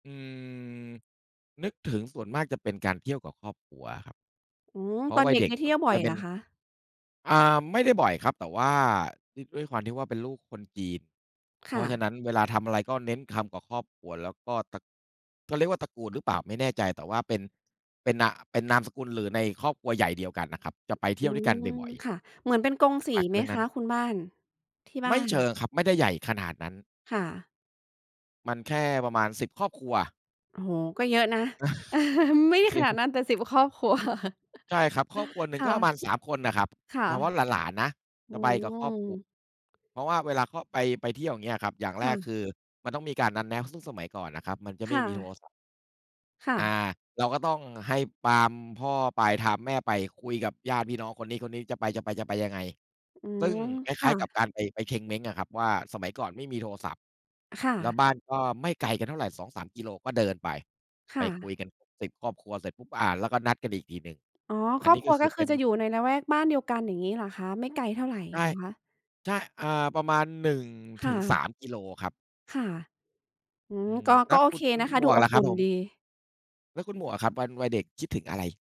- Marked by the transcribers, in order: tapping; other background noise; chuckle; chuckle
- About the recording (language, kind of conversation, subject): Thai, unstructured, เวลานึกถึงวัยเด็ก คุณชอบคิดถึงอะไรที่สุด?